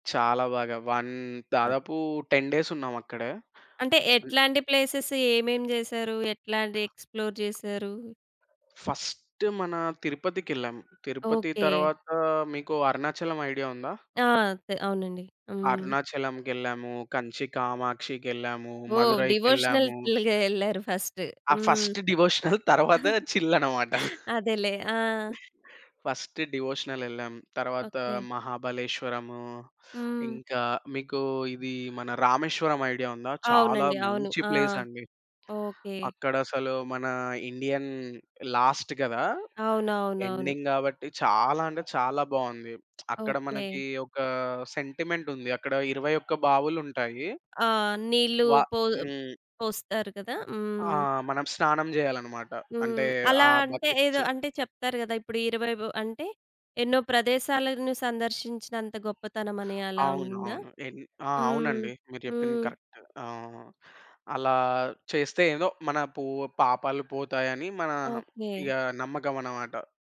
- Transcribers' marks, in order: in English: "వన్"; in English: "టెన్ డేస్"; in English: "ప్లేసెస్"; other background noise; in English: "ఎక్స్‌ప్లోర్"; in English: "ఫస్ట్"; in English: "డివోషనల్‌గా"; in English: "ఫస్ట్ డివోషనల్"; giggle; in English: "చిల్"; in English: "ఫస్ట్"; in English: "ప్లేస్"; in English: "ఇండియన్ లాస్ట్"; in English: "ఎండింగ్"; lip smack; in English: "సెంటిమెంట్"; tapping; in English: "బకెట్స్"; in English: "కరెక్ట్"
- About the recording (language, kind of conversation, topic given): Telugu, podcast, మీకు అత్యంత ఇష్టమైన ఋతువు ఏది, అది మీకు ఎందుకు ఇష్టం?